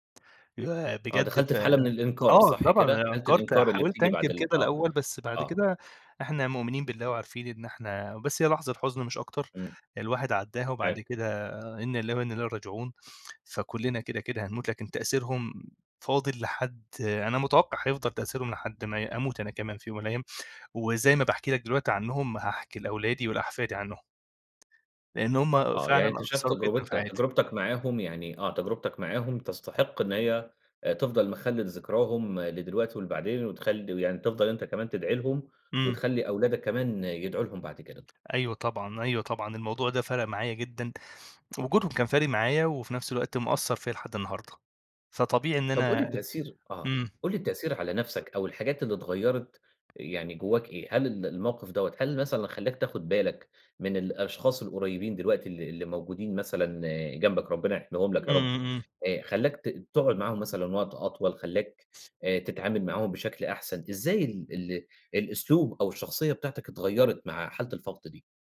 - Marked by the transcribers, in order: unintelligible speech; tapping; unintelligible speech
- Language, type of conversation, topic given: Arabic, podcast, إزاي فقدان حد قريب منك بيغيّرك؟